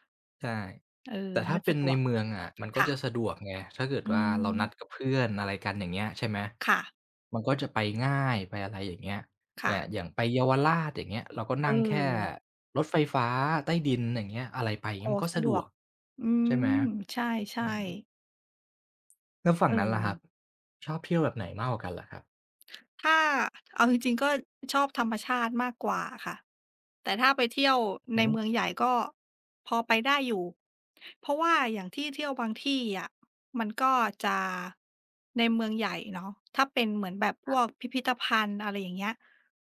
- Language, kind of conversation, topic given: Thai, unstructured, คุณคิดว่าการเที่ยวเมืองใหญ่กับการเที่ยวธรรมชาติต่างกันอย่างไร?
- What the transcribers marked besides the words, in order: tapping